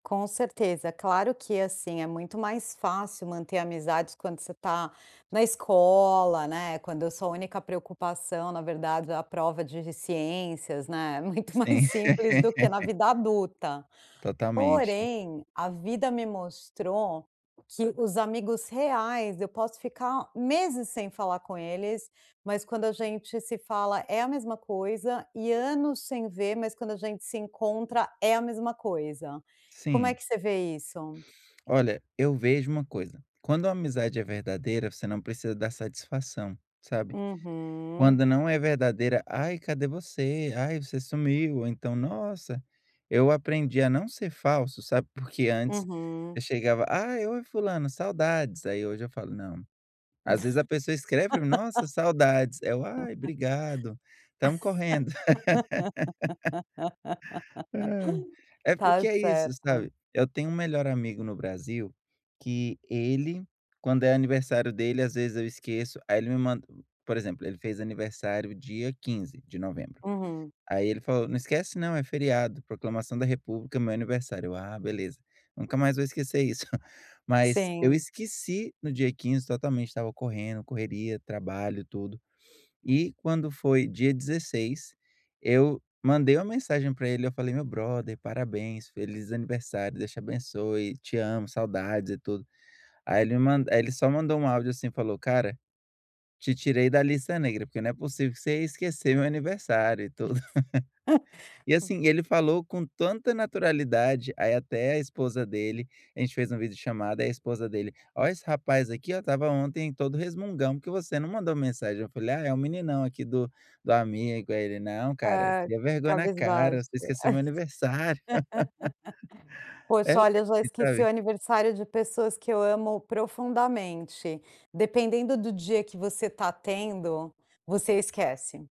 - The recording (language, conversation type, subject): Portuguese, podcast, Como manter uma amizade quando a vida fica corrida?
- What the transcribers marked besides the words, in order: tapping; laugh; laugh; laugh; chuckle; laugh; chuckle; laugh; laugh